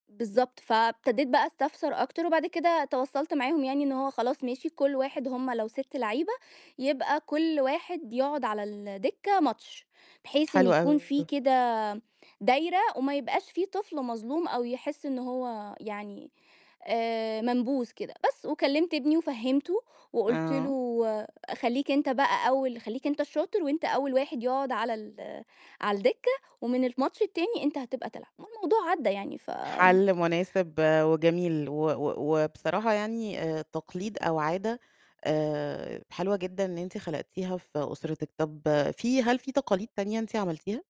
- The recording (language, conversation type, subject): Arabic, podcast, إزاي تقدر تبتدي تقليد جديد في العيلة؟
- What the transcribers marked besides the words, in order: distorted speech